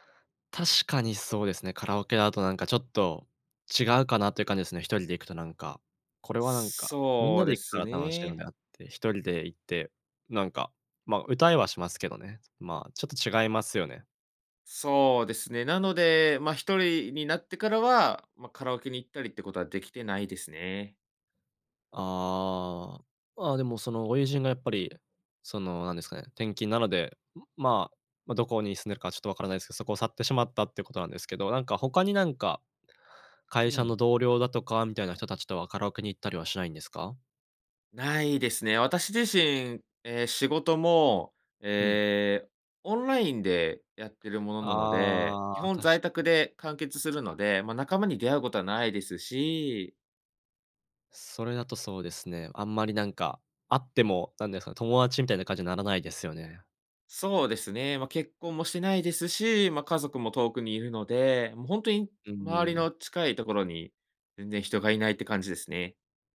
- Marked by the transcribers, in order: none
- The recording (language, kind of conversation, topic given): Japanese, advice, 趣味に取り組む時間や友人と過ごす時間が減って孤独を感じるのはなぜですか？